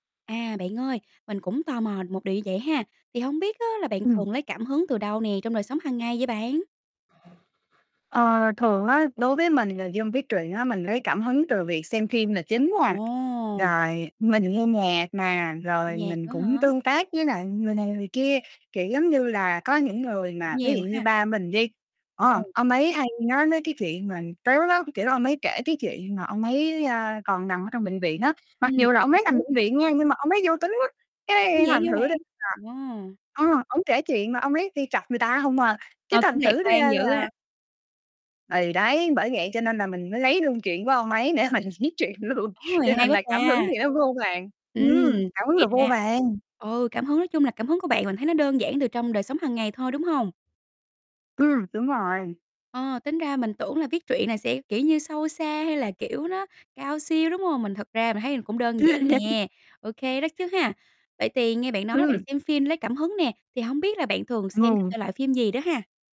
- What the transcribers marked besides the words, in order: other background noise; tapping; distorted speech; laughing while speaking: "để mình viết chuyện luôn"; laugh; unintelligible speech
- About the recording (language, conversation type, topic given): Vietnamese, podcast, Bạn thường lấy cảm hứng từ đâu trong đời sống hằng ngày?